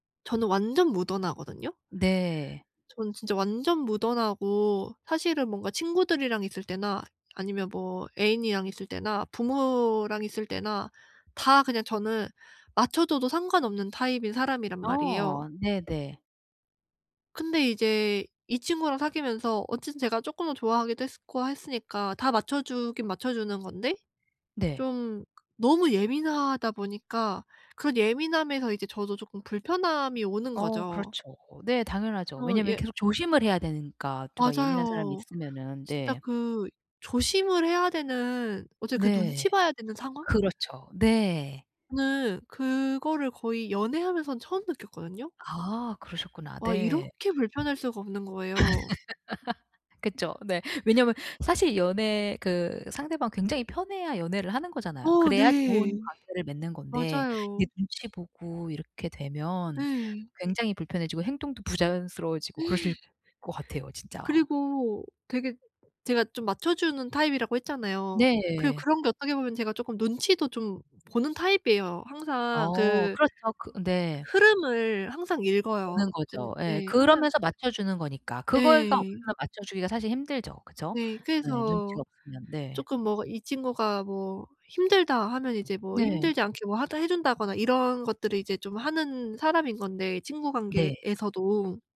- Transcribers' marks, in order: other background noise; tapping; laugh; laugh
- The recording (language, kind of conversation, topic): Korean, advice, 전 애인과 헤어진 뒤 감정적 경계를 세우며 건강한 관계를 어떻게 시작할 수 있을까요?